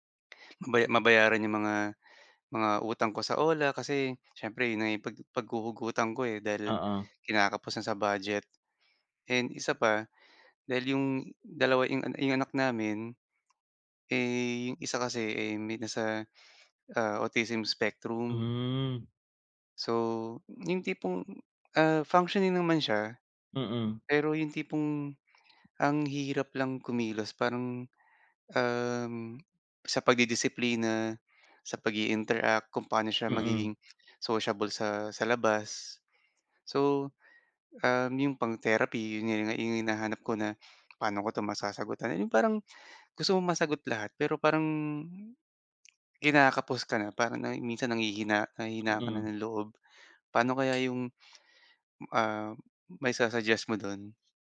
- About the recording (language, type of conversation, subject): Filipino, advice, Paano ko matatanggap ang mga bagay na hindi ko makokontrol?
- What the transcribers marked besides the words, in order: in English: "autism spectrum"; other background noise